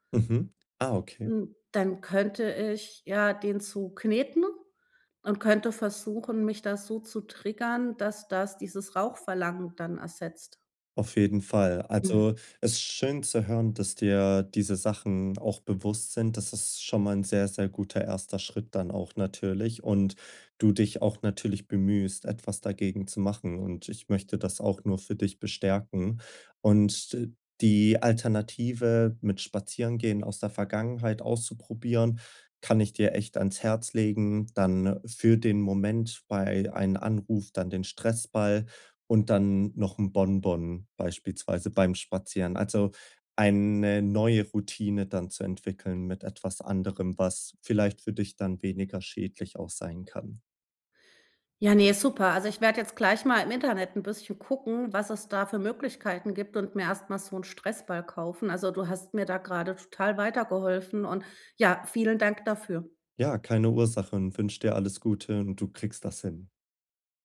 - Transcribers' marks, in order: none
- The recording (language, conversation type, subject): German, advice, Wie kann ich mit starken Gelüsten umgehen, wenn ich gestresst bin?